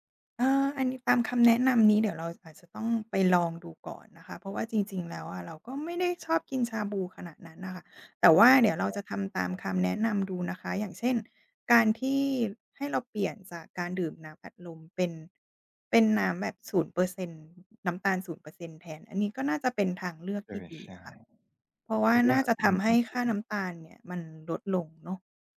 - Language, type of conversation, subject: Thai, advice, อยากเริ่มปรับอาหาร แต่ไม่รู้ควรเริ่มอย่างไรดี?
- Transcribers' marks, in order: other noise